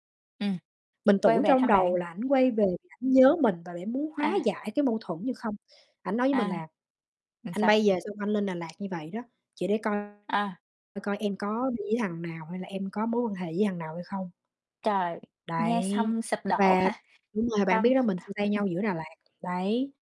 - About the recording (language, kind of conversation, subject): Vietnamese, unstructured, Bạn nghĩ mối quan hệ yêu xa có thể thành công không?
- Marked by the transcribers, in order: tapping; distorted speech; "Làm" said as "ừn"; other background noise; other noise; unintelligible speech